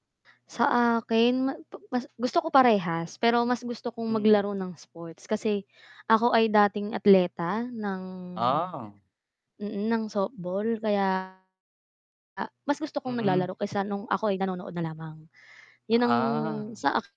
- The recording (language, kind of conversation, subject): Filipino, unstructured, Alin ang mas gusto mong gawin: maglaro ng palakasan o manood ng palakasan?
- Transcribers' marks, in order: static; inhale; distorted speech; inhale